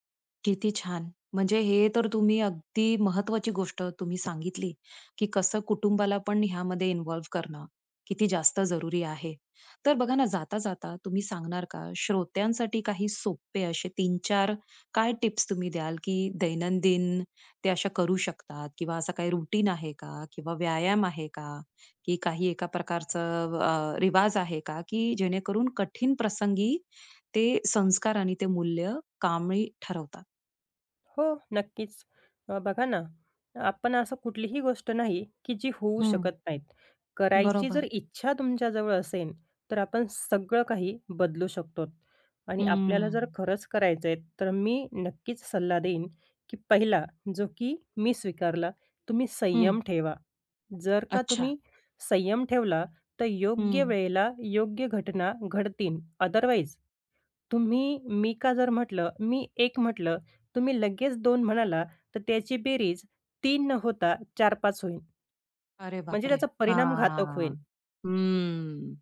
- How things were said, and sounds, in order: other background noise; in English: "रूटीन"; tapping; drawn out: "हां"
- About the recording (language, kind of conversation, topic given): Marathi, podcast, कठीण प्रसंगी तुमच्या संस्कारांनी कशी मदत केली?